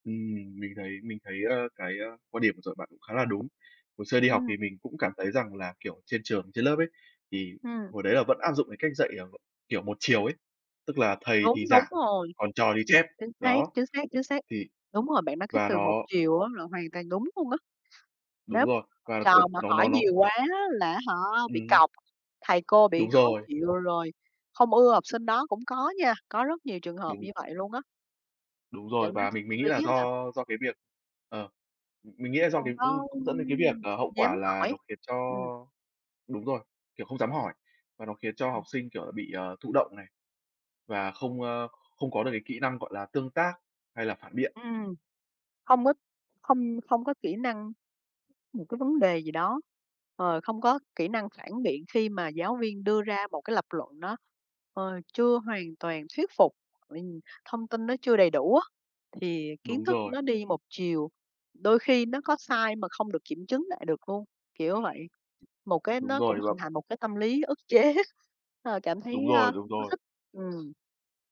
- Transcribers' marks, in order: tapping; other background noise; unintelligible speech; laughing while speaking: "chế"
- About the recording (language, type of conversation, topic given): Vietnamese, unstructured, Tại sao nhiều học sinh lại mất hứng thú với việc học?